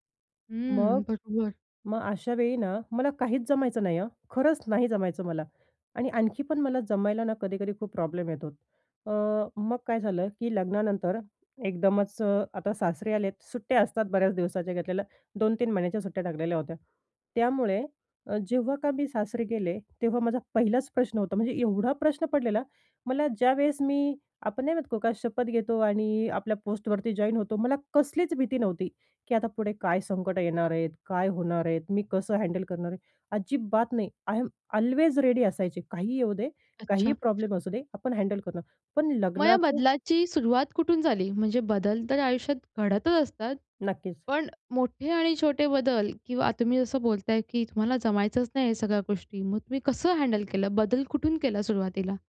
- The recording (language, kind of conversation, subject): Marathi, podcast, कधी एखाद्या छोट्या मदतीमुळे पुढे मोठा फरक पडला आहे का?
- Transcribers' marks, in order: other background noise; tapping; in English: "आय एम ऑल्वेज रेडी"; other noise